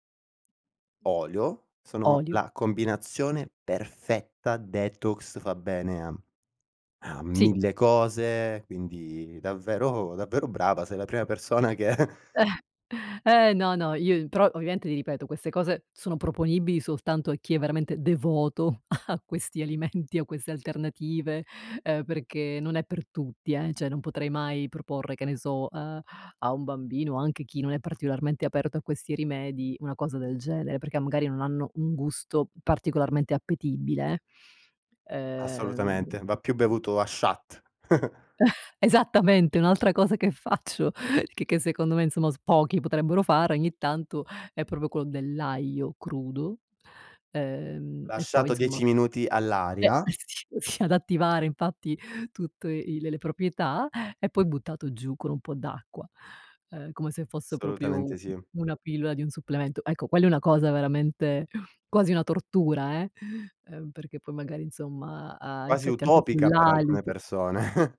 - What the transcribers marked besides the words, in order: other background noise; in English: "detox"; chuckle; "ovviamente" said as "ovviante"; laughing while speaking: "a questi"; "Cioè" said as "cie"; tapping; put-on voice: "shot"; in English: "shot"; laugh; chuckle; laughing while speaking: "faccio"; "proprio" said as "propio"; laughing while speaking: "s sì"; "proprio" said as "propio"; "Assolutamente" said as "solutamente"; chuckle
- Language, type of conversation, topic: Italian, podcast, Quali alimenti pensi che aiutino la guarigione e perché?